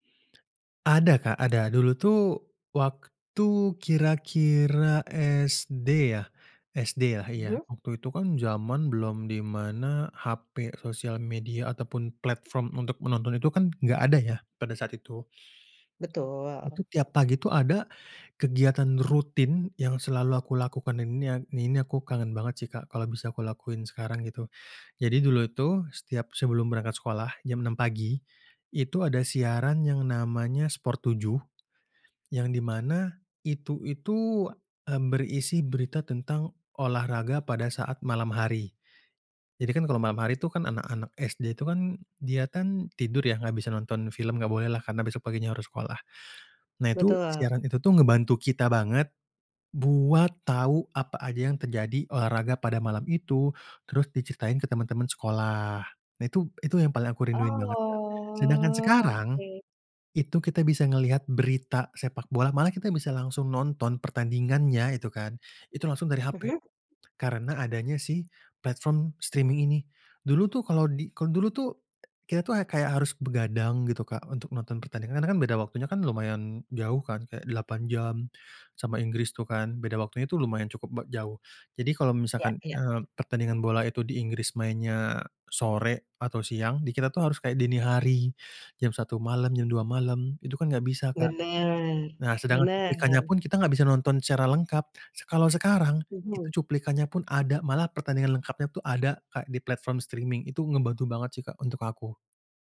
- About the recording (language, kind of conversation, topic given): Indonesian, podcast, Bagaimana layanan streaming mengubah cara kita menonton TV?
- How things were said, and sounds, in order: tongue click; tapping; drawn out: "Oh"; in English: "streaming"; in English: "platform streaming"